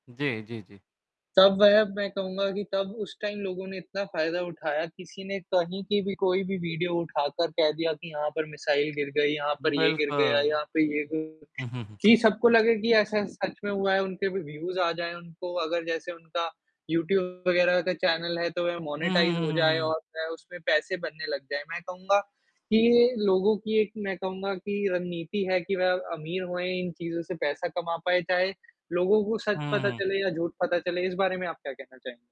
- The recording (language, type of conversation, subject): Hindi, unstructured, आपको सोशल मीडिया पर मिलने वाली खबरें कितनी भरोसेमंद लगती हैं?
- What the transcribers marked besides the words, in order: static; in English: "टाइम"; distorted speech; other background noise; in English: "व्यूज़"; in English: "यूट्यूब"; in English: "मोनेटाइज़"